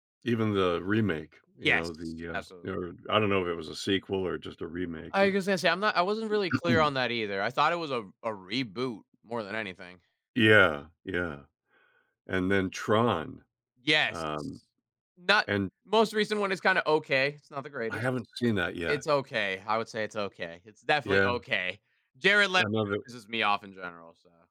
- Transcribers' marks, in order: throat clearing; drawn out: "Yes"; other background noise
- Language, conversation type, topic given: English, unstructured, How should I weigh visual effects versus storytelling and acting?
- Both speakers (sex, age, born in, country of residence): male, 20-24, Venezuela, United States; male, 70-74, Canada, United States